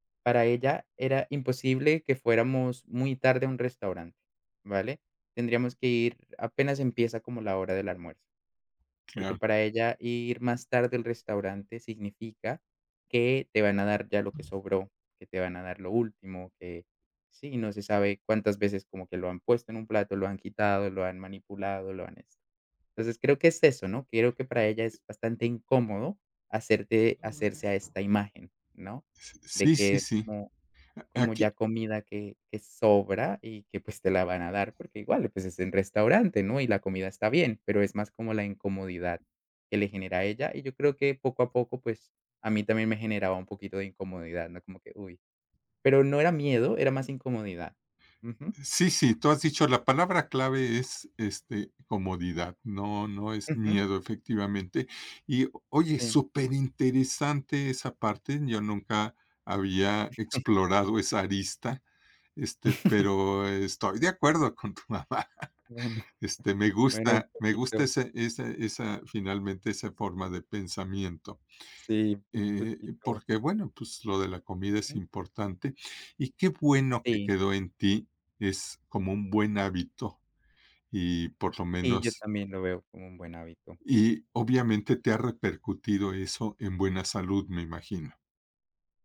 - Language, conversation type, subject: Spanish, podcast, ¿Tienes alguna historia de comida callejera que recuerdes?
- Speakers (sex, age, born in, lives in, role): male, 30-34, Colombia, Netherlands, guest; male, 70-74, Mexico, Mexico, host
- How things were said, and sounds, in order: tapping; other background noise; unintelligible speech; giggle; giggle; laughing while speaking: "con tu mamá"